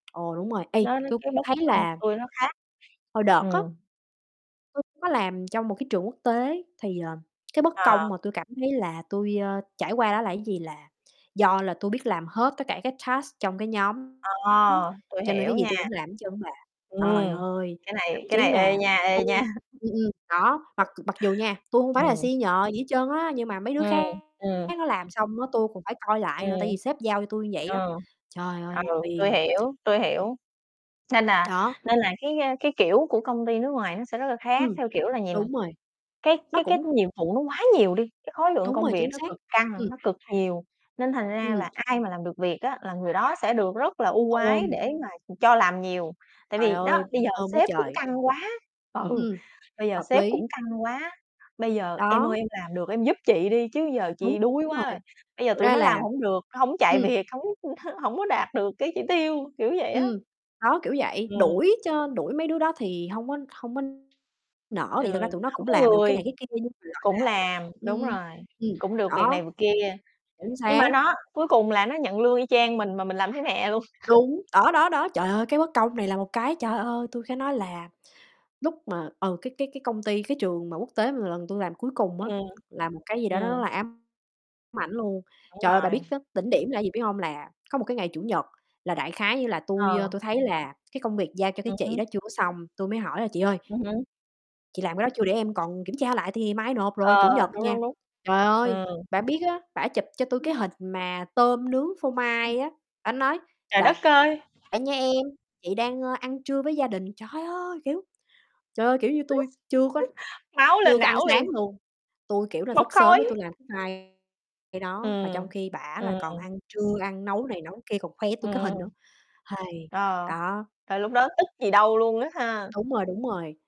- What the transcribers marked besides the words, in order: tapping; distorted speech; other background noise; in English: "task"; laughing while speaking: "nha"; in English: "senior"; chuckle; static; laugh; unintelligible speech; laugh; sigh
- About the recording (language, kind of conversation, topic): Vietnamese, unstructured, Bạn đã bao giờ cảm thấy bị đối xử bất công ở nơi làm việc chưa?